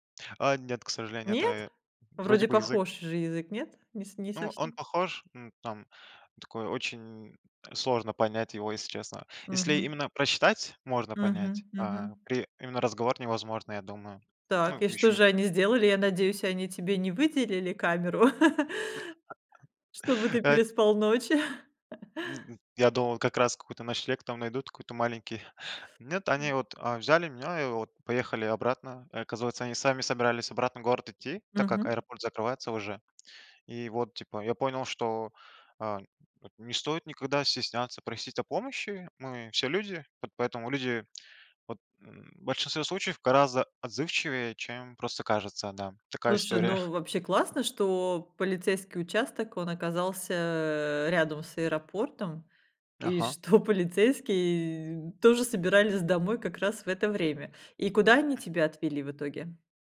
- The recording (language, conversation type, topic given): Russian, podcast, Чему тебя научило путешествие без жёсткого плана?
- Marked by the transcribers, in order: chuckle; chuckle; other noise; tapping; laughing while speaking: "история"; laughing while speaking: "что"